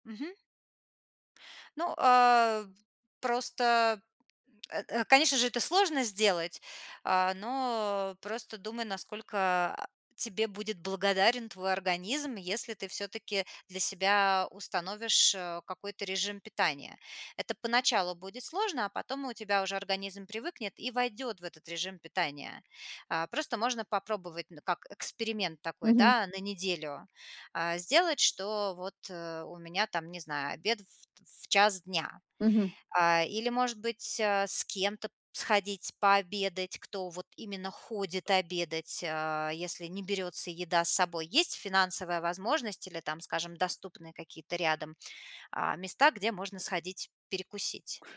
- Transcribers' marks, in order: tapping
- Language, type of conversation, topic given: Russian, advice, Почему мне сложно питаться правильно при плотном рабочем графике и частых перекурах?